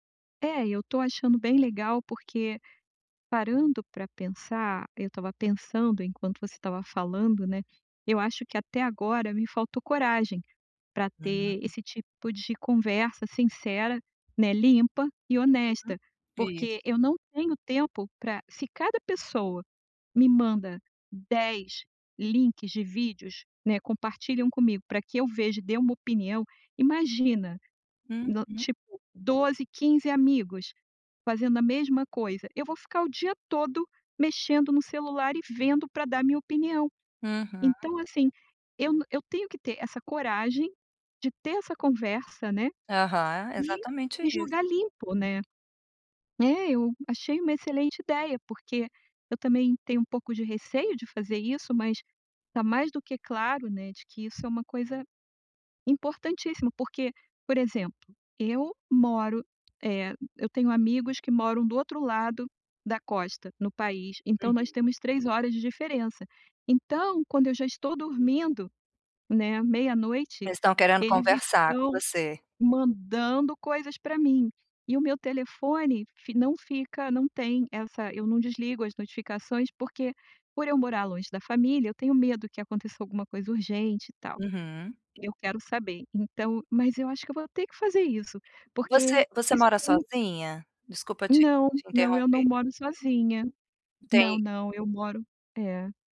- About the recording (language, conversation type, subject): Portuguese, advice, Como posso reduzir as distrações e melhorar o ambiente para trabalhar ou estudar?
- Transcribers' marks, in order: tapping; other background noise